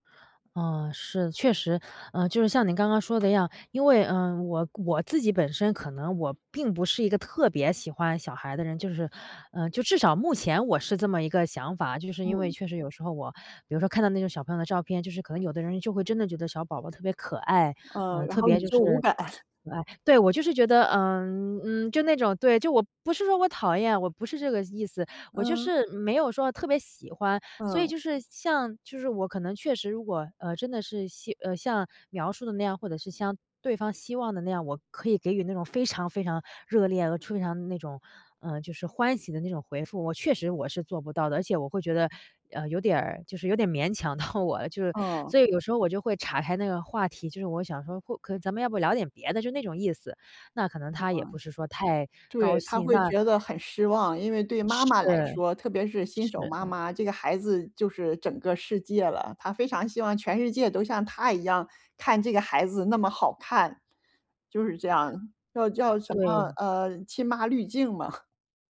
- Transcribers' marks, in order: stressed: "特别"; other background noise; laughing while speaking: "感"; chuckle; lip smack; laughing while speaking: "我了"; chuckle; "岔开" said as "叉开"; chuckle
- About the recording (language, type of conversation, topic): Chinese, advice, 我该如何处理与朋友在价值观或人生阶段上严重不一致的问题？